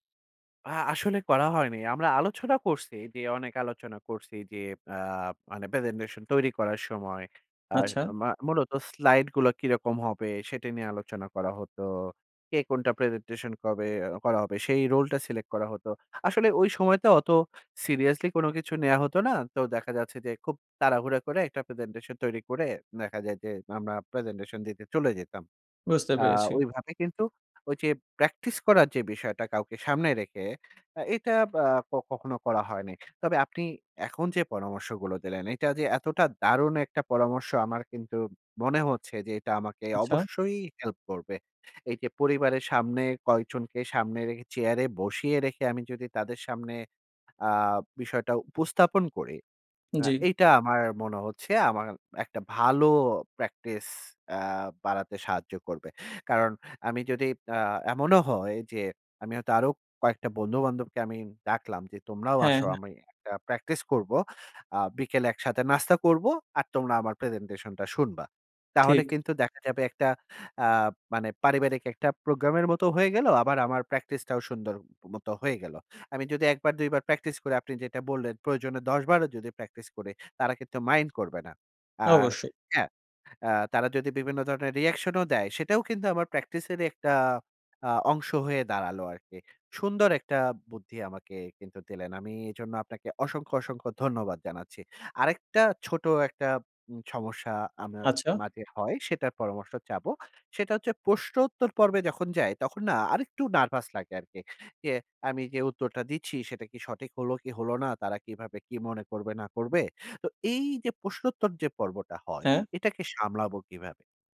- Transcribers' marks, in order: in English: "slide"; in English: "role"; in English: "select"; in English: "seriously"; stressed: "অবশ্যই"; in English: "reaction"; in English: "nervous"
- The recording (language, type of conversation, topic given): Bengali, advice, ভিড় বা মানুষের সামনে কথা বলার সময় কেন আমার প্যানিক হয় এবং আমি নিজেকে নিয়ন্ত্রণ করতে পারি না?